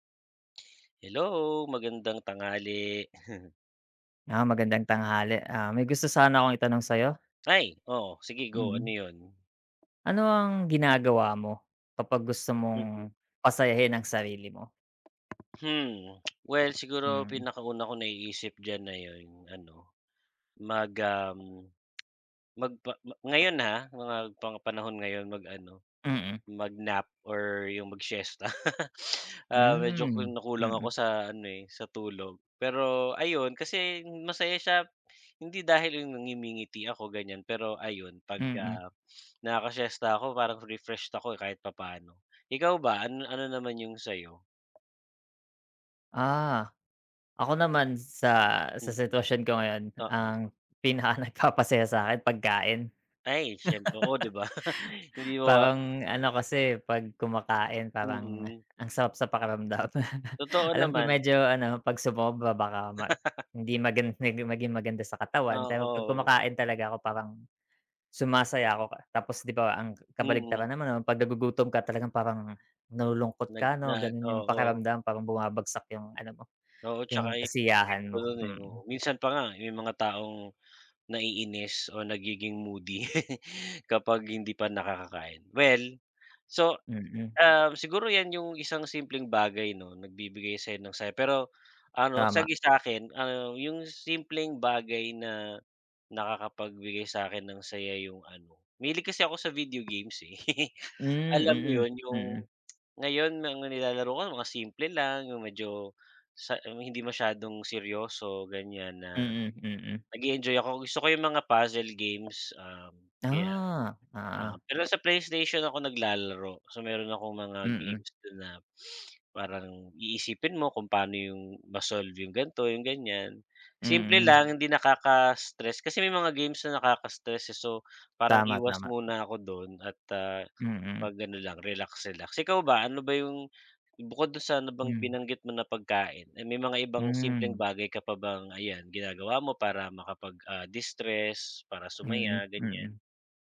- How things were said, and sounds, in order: inhale; chuckle; other background noise; tapping; chuckle; sniff; "ngumingiti" said as "ngimingiti"; laughing while speaking: "pinaka nagpapasaya"; laugh; chuckle; chuckle; chuckle; laugh; inhale; sniff
- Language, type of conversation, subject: Filipino, unstructured, Ano ang ginagawa mo kapag gusto mong pasayahin ang sarili mo?